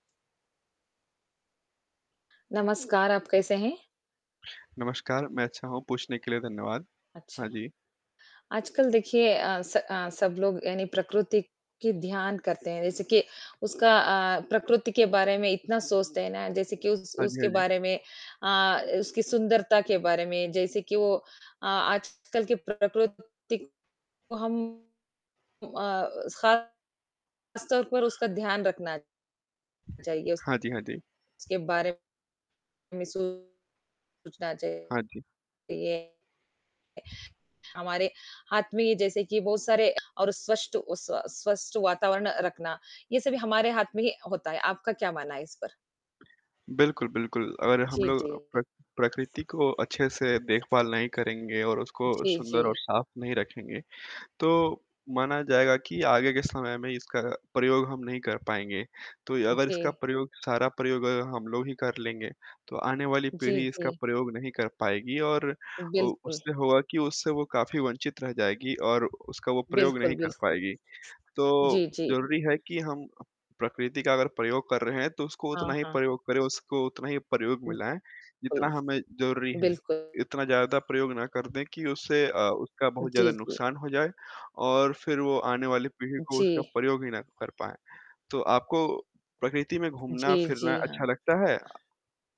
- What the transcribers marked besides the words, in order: static; horn; distorted speech; other background noise; tapping; "स्वस्थ" said as "स्वष्ट"; unintelligible speech
- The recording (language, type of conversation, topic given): Hindi, unstructured, आपको प्रकृति में सबसे सुंदर चीज़ कौन-सी लगती है?